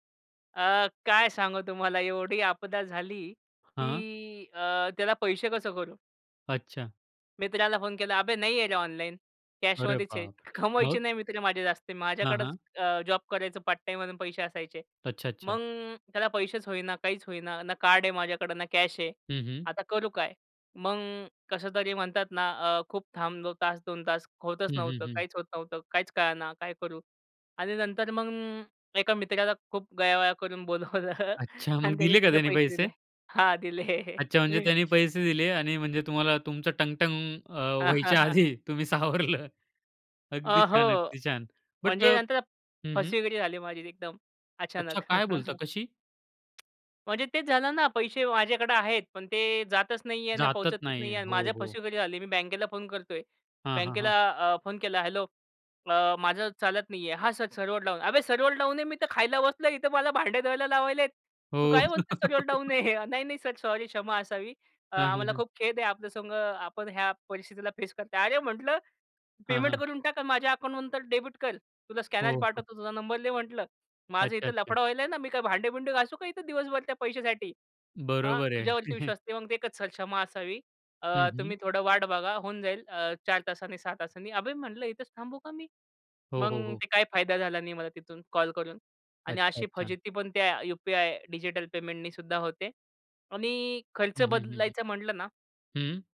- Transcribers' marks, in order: other background noise; chuckle; laughing while speaking: "हां दिले"; laugh; laughing while speaking: "व्हायच्या आधी तुम्ही सावरलं"; chuckle; tapping; "जातच" said as "जातत"; chuckle; laugh; chuckle
- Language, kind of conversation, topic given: Marathi, podcast, डिजिटल पेमेंटमुळे तुमच्या खर्चाच्या सवयींमध्ये कोणते बदल झाले?